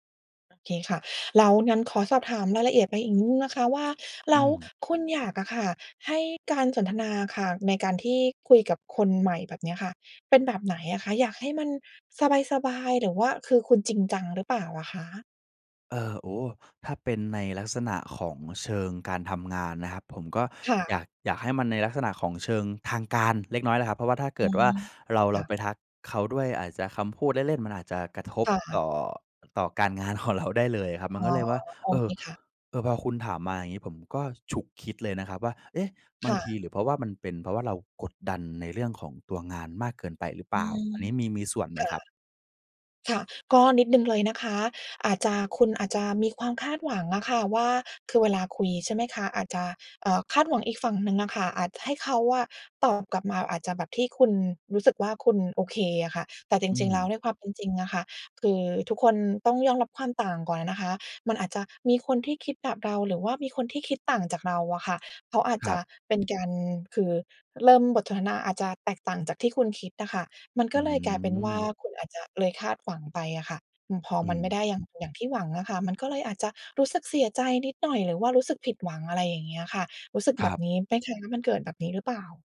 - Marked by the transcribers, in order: none
- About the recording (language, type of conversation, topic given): Thai, advice, ฉันควรเริ่มทำความรู้จักคนใหม่อย่างไรเมื่อกลัวถูกปฏิเสธ?
- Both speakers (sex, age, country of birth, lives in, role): female, 40-44, Thailand, United States, advisor; male, 20-24, Thailand, Thailand, user